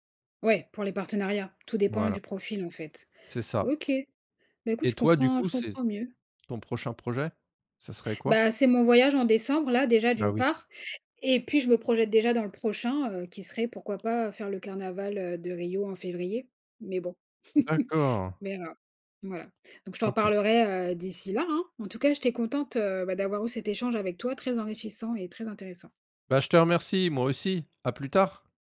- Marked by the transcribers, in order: chuckle
- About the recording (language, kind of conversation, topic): French, unstructured, Comment te sens-tu lorsque tu économises pour un projet ?